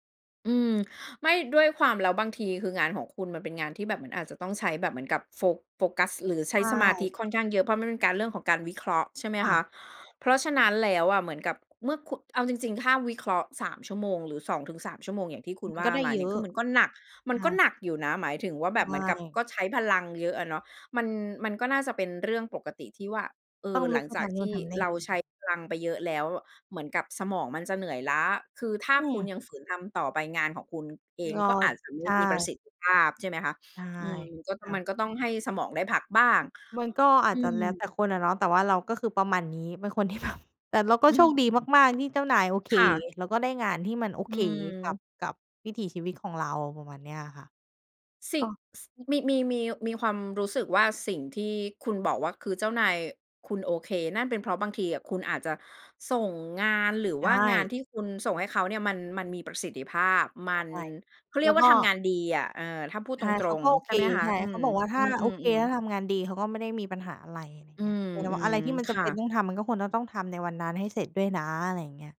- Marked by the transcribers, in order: laughing while speaking: "ที่แบบ"; chuckle
- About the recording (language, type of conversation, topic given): Thai, podcast, เล่าให้ฟังหน่อยว่าคุณจัดสมดุลระหว่างงานกับชีวิตส่วนตัวยังไง?